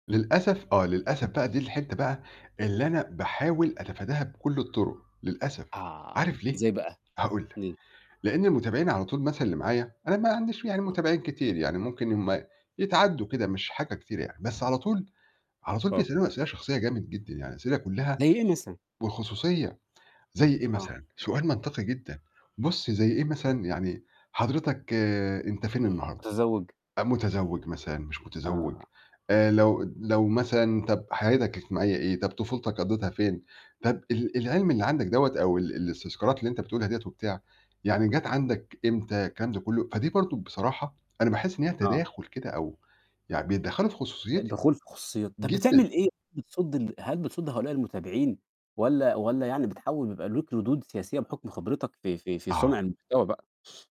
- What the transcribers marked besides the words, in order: background speech
- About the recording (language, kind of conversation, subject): Arabic, podcast, بتحس إن السوشال ميديا غيّرت مفهوم الخصوصية عند الناس؟